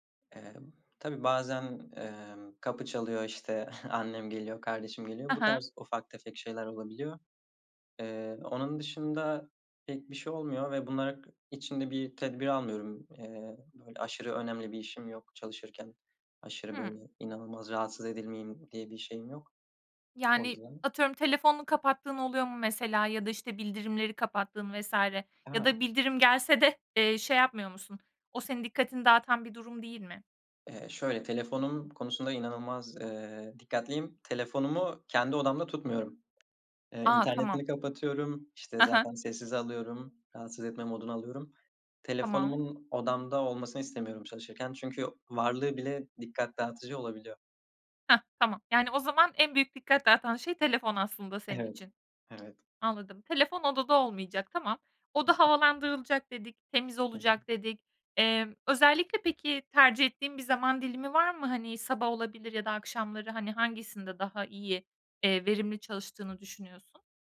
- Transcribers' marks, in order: chuckle; other background noise; unintelligible speech
- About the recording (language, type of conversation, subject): Turkish, podcast, Evde odaklanmak için ortamı nasıl hazırlarsın?